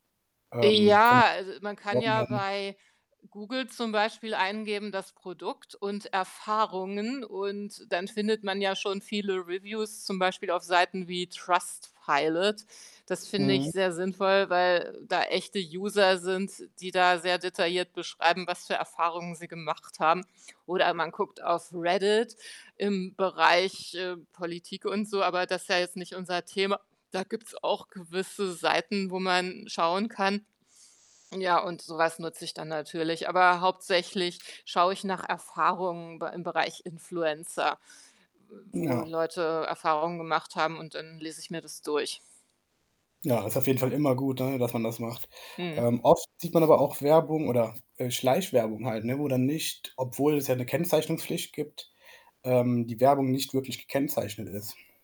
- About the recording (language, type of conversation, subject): German, podcast, Wie beeinflussen Influencer deinen Medienkonsum?
- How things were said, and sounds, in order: distorted speech; static; other background noise